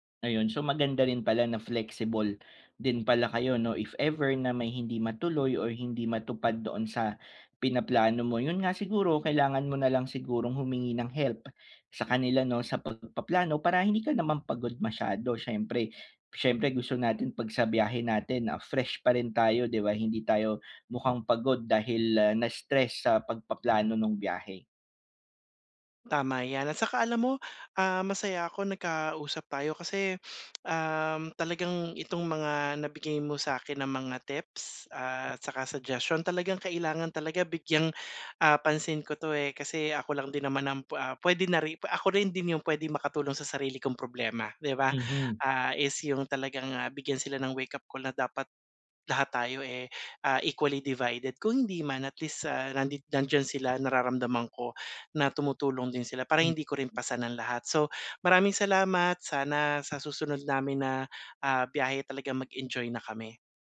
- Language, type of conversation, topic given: Filipino, advice, Paano ko mas mapapadali ang pagplano ng aking susunod na biyahe?
- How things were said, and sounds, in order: other background noise; sniff; tongue click; tapping